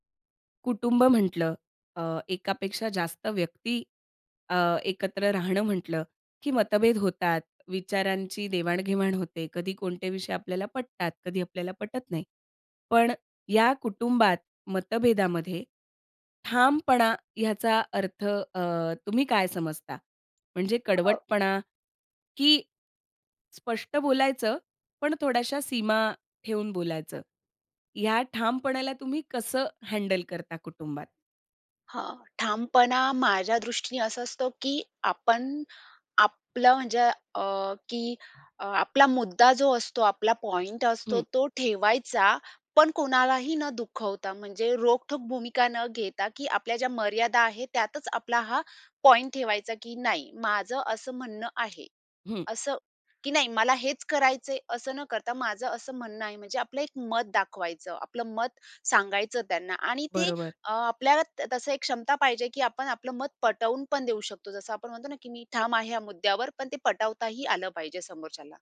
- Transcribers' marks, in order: other background noise; other noise; in English: "हँडल"
- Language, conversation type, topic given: Marathi, podcast, कुटुंबातील मतभेदांमध्ये ठामपणा कसा राखता?